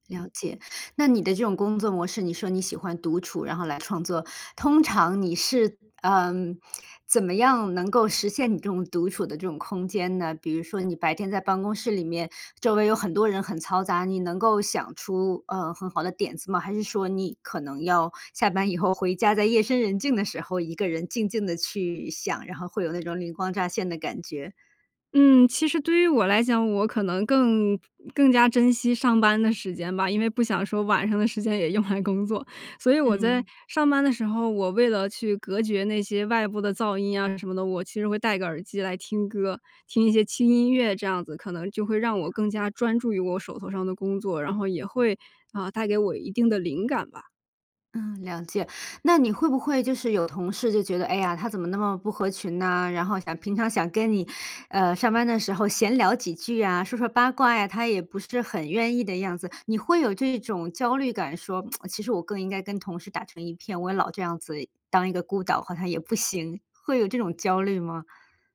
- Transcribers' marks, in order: other background noise; joyful: "也用来工作"; other noise; tapping; lip smack
- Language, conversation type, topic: Chinese, podcast, 你觉得独处对创作重要吗？